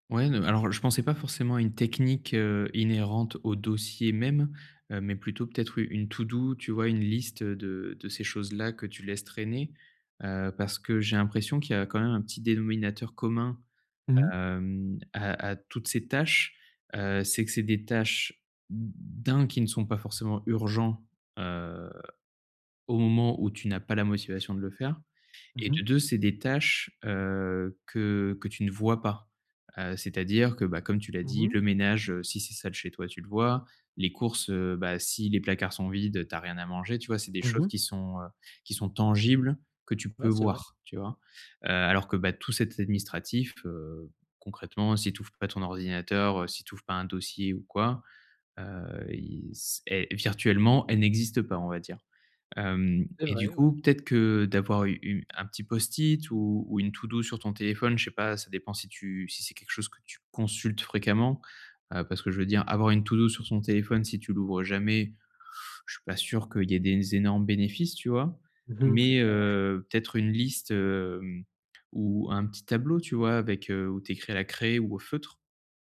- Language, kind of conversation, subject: French, advice, Comment surmonter l’envie de tout remettre au lendemain ?
- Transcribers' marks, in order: in English: "to do"; in English: "to do"; in English: "to do"